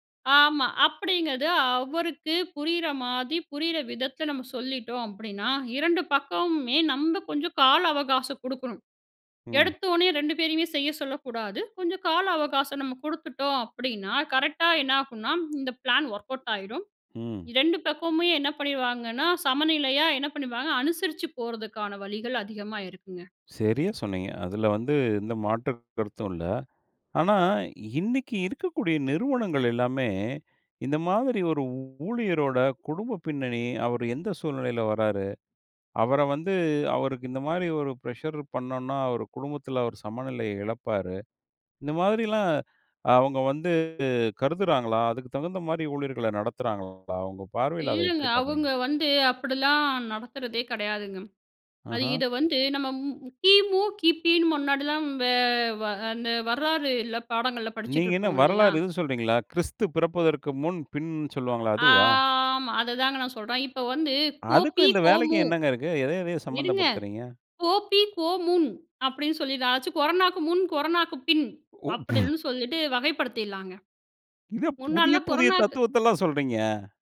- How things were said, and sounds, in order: "மாதிரி" said as "மாதி"; in English: "ப்ளான் ஒர்க் அவுட் ஆயிரும்"; other background noise; "அவரை" said as "அவர"; other noise; drawn out: "ஆமா"; laugh
- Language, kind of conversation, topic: Tamil, podcast, குடும்பமும் வேலையும்—நீங்கள் எதற்கு முன்னுரிமை கொடுக்கிறீர்கள்?